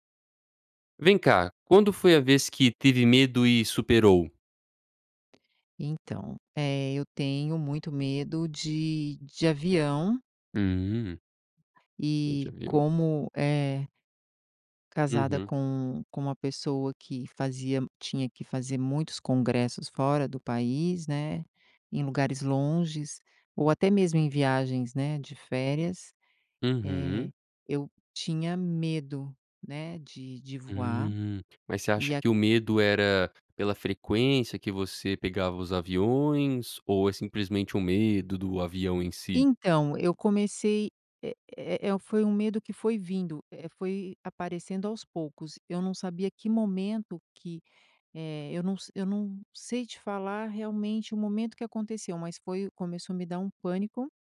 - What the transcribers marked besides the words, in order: tapping; other background noise
- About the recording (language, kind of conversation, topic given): Portuguese, podcast, Quando foi a última vez em que você sentiu medo e conseguiu superá-lo?